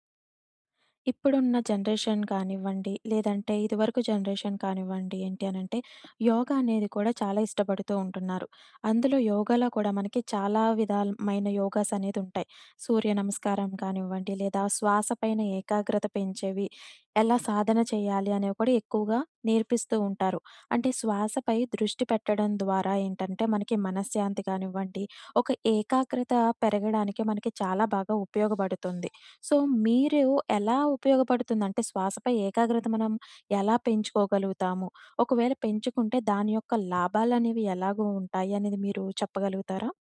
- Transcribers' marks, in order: in English: "జనరేషన్"; in English: "జనరేషన్"; other background noise; in English: "సో"
- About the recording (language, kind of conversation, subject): Telugu, podcast, శ్వాసపై దృష్టి పెట్టడం మీకు ఎలా సహాయపడింది?